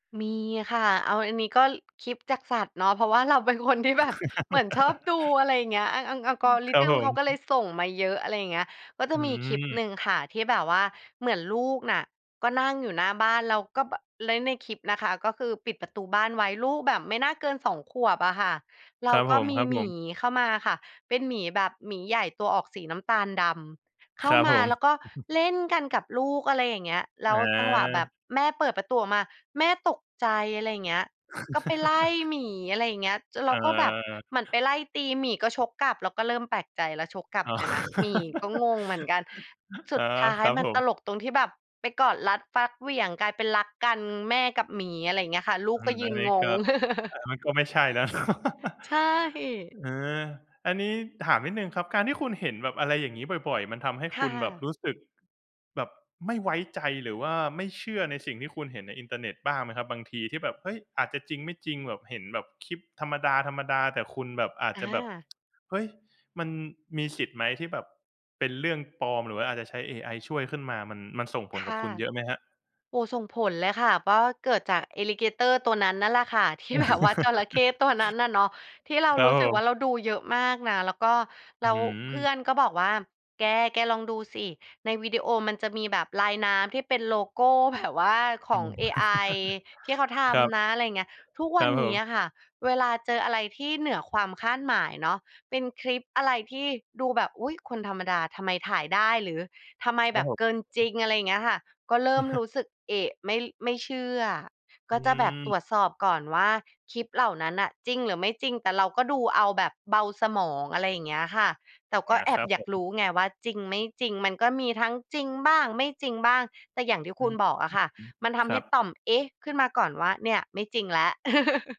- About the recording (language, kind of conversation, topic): Thai, podcast, เรื่องเล่าบนโซเชียลมีเดียส่งผลต่อความเชื่อของผู้คนอย่างไร?
- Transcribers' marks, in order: other background noise; chuckle; tapping; laughing while speaking: "ที่แบบ"; other noise; chuckle; laugh; chuckle; chuckle; chuckle; chuckle; "แต่" said as "แต่ว"; unintelligible speech; chuckle